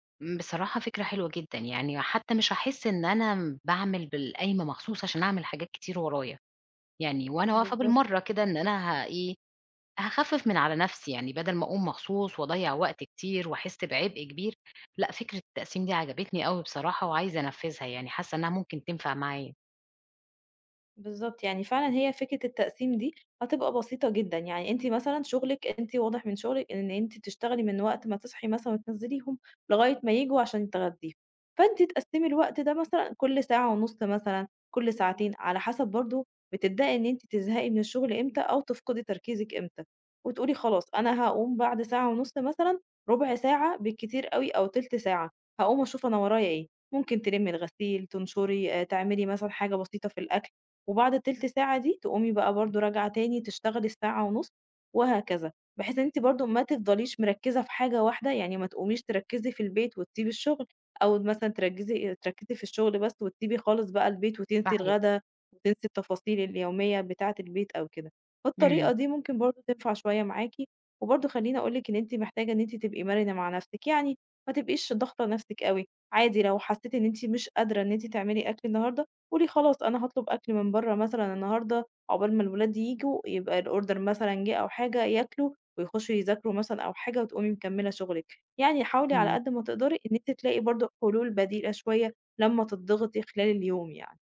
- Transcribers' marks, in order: "تركِّزي" said as "ترجِّزي"; in English: "الOrder"
- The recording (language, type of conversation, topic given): Arabic, advice, إزاي بتأجّل المهام المهمة لآخر لحظة بشكل متكرر؟